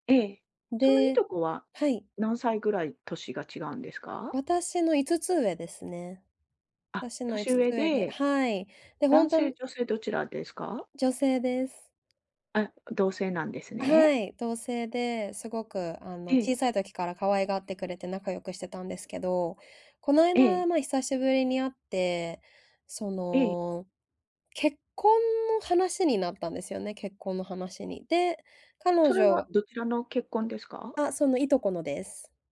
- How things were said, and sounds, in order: tapping
- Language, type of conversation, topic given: Japanese, advice, 家族の集まりで意見が対立したとき、どう対応すればよいですか？